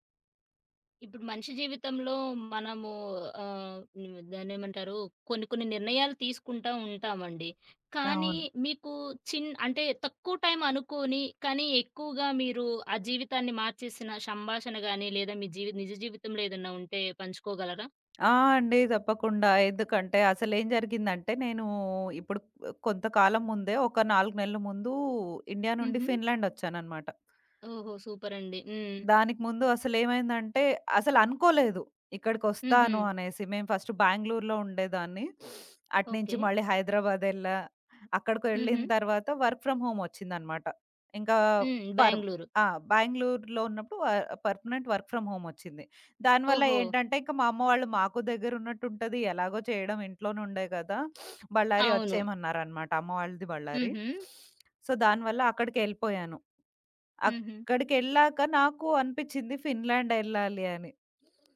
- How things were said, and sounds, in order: in English: "టైమ్"; other background noise; tapping; in English: "సూపర్"; in English: "ఫస్ట్"; sniff; in English: "వర్క్ ఫ్రమ్ హోమ్"; in English: "వర్క్ ఫ్రమ్"; sniff; sniff; in English: "సో"
- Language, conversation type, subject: Telugu, podcast, స్వల్ప కాలంలో మీ జీవితాన్ని మార్చేసిన సంభాషణ ఏది?